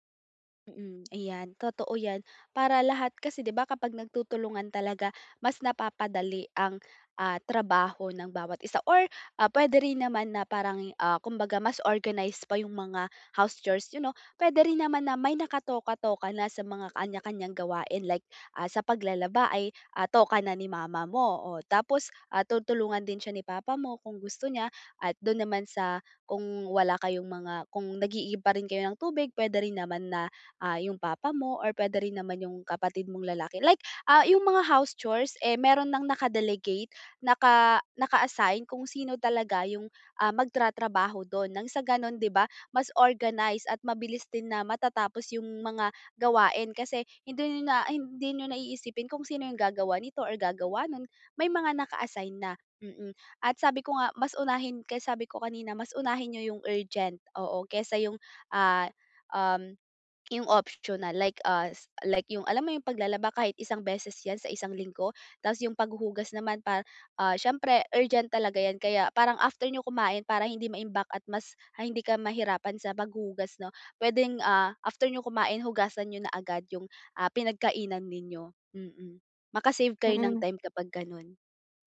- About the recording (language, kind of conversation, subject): Filipino, advice, Paano namin maayos at patas na maibabahagi ang mga responsibilidad sa aming pamilya?
- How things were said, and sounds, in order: tapping; "magtatrabaho" said as "magtratrabaho"; swallow